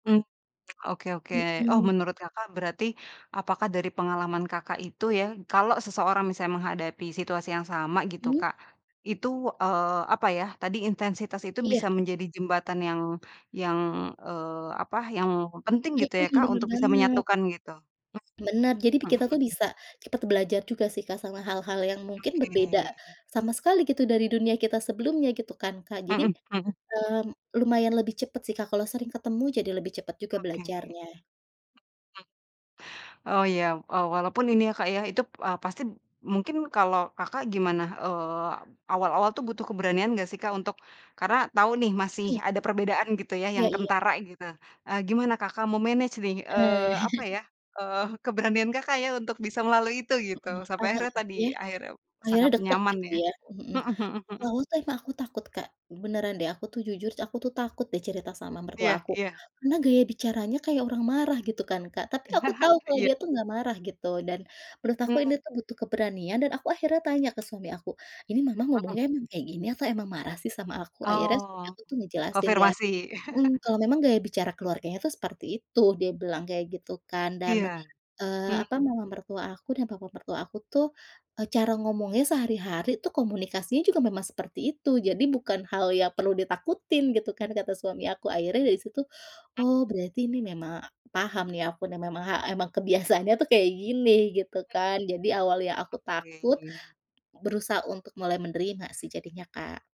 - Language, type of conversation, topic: Indonesian, podcast, Pernahkah kamu merasa hidup di antara dua dunia, dan seperti apa pengalamanmu?
- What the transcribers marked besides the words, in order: tongue click; other background noise; in English: "me-manage"; laughing while speaking: "Eee, keberanian"; chuckle; tapping; chuckle; chuckle; unintelligible speech